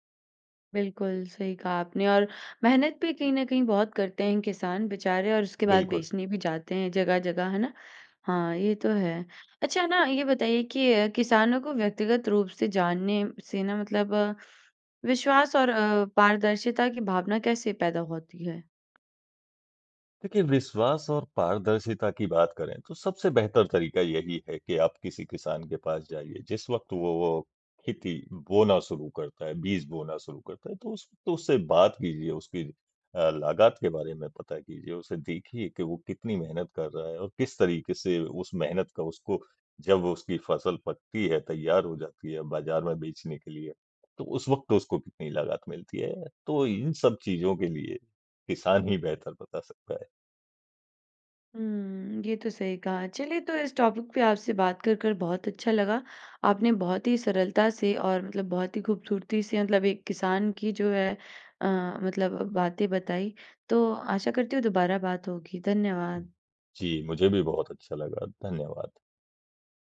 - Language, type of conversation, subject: Hindi, podcast, स्थानीय किसान से सीधे खरीदने के क्या फायदे आपको दिखे हैं?
- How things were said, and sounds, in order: in English: "टॉपिक"